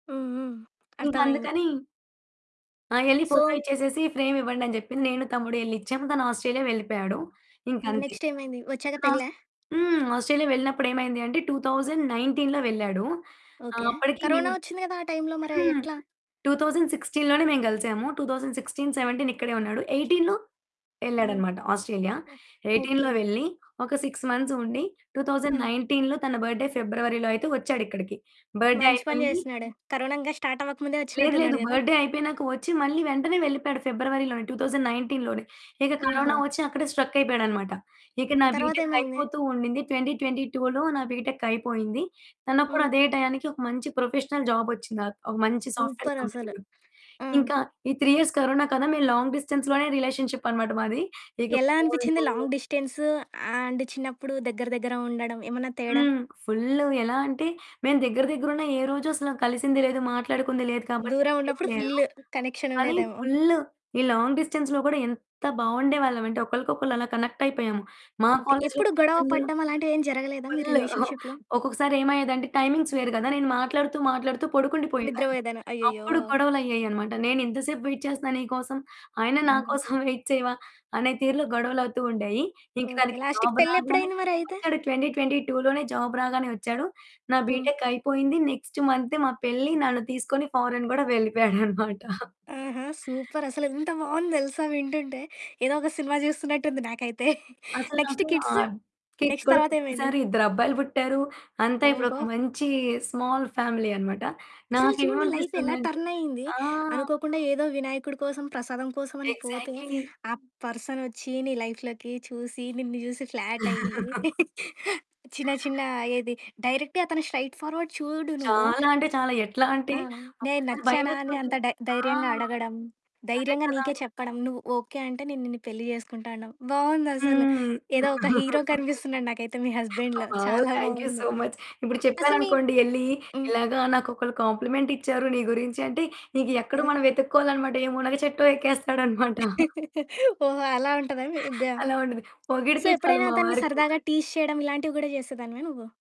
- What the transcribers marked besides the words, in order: other background noise; in English: "సో"; in English: "నెక్స్ట్"; unintelligible speech; in English: "టూ థౌసండ్ నైన్టీన్‌లో"; in English: "టూ థౌసండ్ సిక్స్‌టీన్"; in English: "టూ థౌసండ్ సిక్స్‌టీన్ సెవెంటీన్"; in English: "ఎయిటీన్‌లో"; in English: "ఎయిటీన్‌లో"; in English: "సిక్స్ మంత్స్"; in English: "టూ థౌసండ్ నైన్టీన్‌లో"; in English: "బర్త్‌డే"; in English: "బర్త్‌డే"; in English: "స్టార్ట్"; in English: "బర్త్‌డే"; in English: "టూ థౌసండ్ నైన్టీన్‌లో"; in English: "స్ట్రక్"; in English: "బీటెక్"; in English: "ట్వెంటీ ట్వెంటీ టూలో"; in English: "బీటెక్"; in English: "ప్రొఫెషనల్"; in English: "సాఫ్ట్‌వేర్ కంపెనీలో"; in English: "త్రీ ఇయర్స్"; in English: "లాంగ్ డిస్టెన్స్‌లోనే"; in English: "లాంగ్ డిస్టెన్స్ అండ్"; distorted speech; in English: "లాంగ్ డిస్టెన్స్‌లో"; in English: "ఫ్రెండ్స్"; chuckle; in English: "రిలేషన్షిప్‌లో"; in English: "టైమింగ్స్"; in English: "వైట్"; in English: "వైట్"; in English: "జాబ్"; in English: "లాస్ట్‌కి"; in English: "ట్వెంటీ ట్వెంటీ టూ"; in English: "జాబ్"; in English: "నెక్స్ట్"; in English: "ఫారిన్"; chuckle; chuckle; in English: "నెక్స్ట్ కిడ్స్? నెక్స్ట్"; in English: "కిడ్స్"; in English: "స్మాల్ ఫ్యామిలీ"; in English: "లైఫ్"; in English: "టర్న్"; in English: "ఎగ్జాక్ట్‌లీ"; in English: "లైఫ్‌లోకి"; chuckle; in English: "డైరెక్ట్‌గా"; in English: "స్ట్రెయిట్ ఫార్వర్డ్"; giggle; in English: "హీరో"; in English: "వావ్! థాంక్ యూ సో ముచ్"; in English: "హస్బాండ్‌లో"; chuckle; in English: "సో"; in English: "టీజ్"
- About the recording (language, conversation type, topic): Telugu, podcast, ఒక పరిచయం మీ జీవితానికి మైలురాయిగా మారిందా?